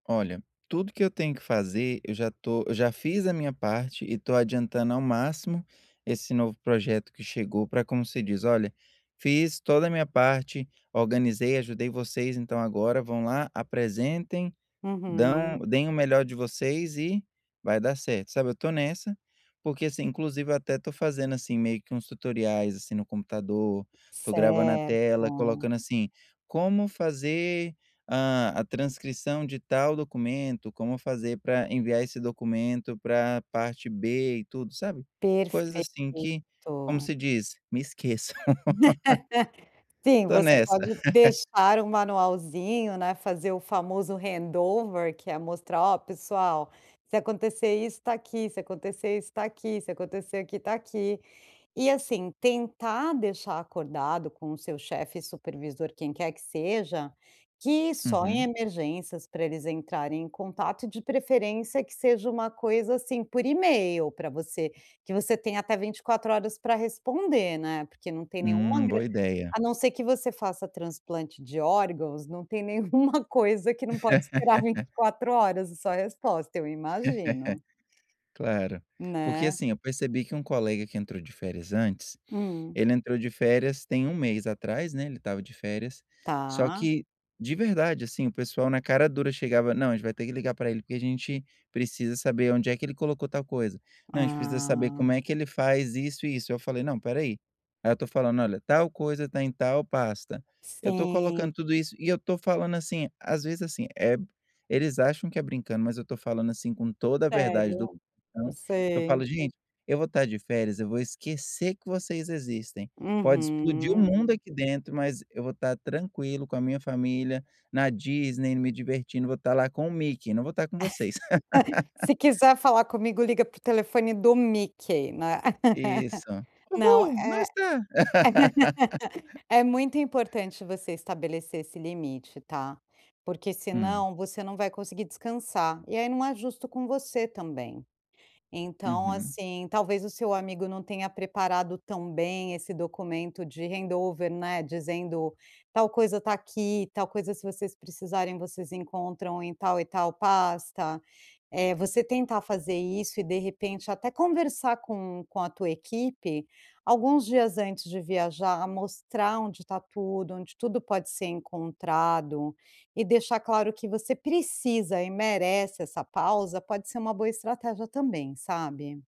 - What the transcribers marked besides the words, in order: laughing while speaking: "esqueçam"; laugh; laugh; in English: "hand over"; laugh; chuckle; laugh; laugh; put-on voice: "Uhu! Não está"; laugh; in English: "hand over"
- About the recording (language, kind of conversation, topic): Portuguese, advice, Como posso conciliar o trabalho com as férias e aproveitá-las sem culpa?